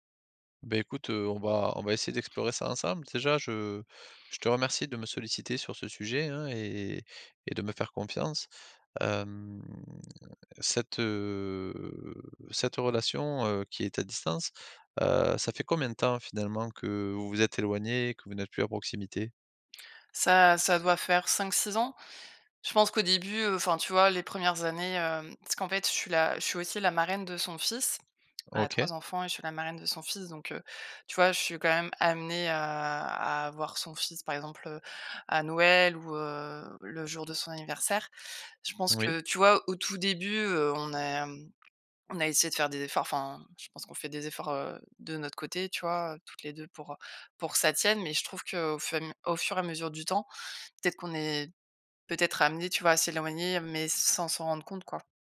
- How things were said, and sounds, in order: drawn out: "Hem"; drawn out: "heu"
- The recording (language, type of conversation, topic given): French, advice, Comment maintenir une amitié forte malgré la distance ?